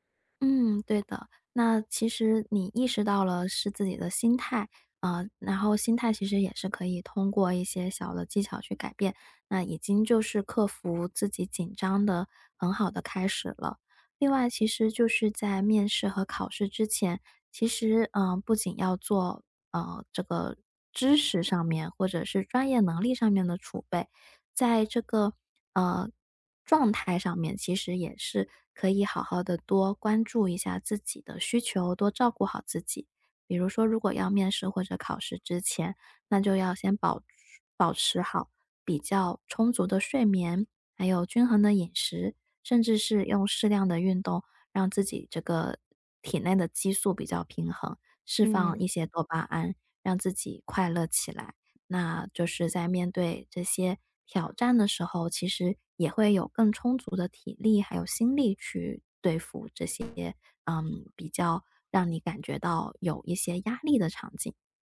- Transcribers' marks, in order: other background noise
- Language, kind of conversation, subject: Chinese, advice, 面试或考试前我为什么会极度紧张？
- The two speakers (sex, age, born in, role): female, 30-34, China, advisor; female, 30-34, China, user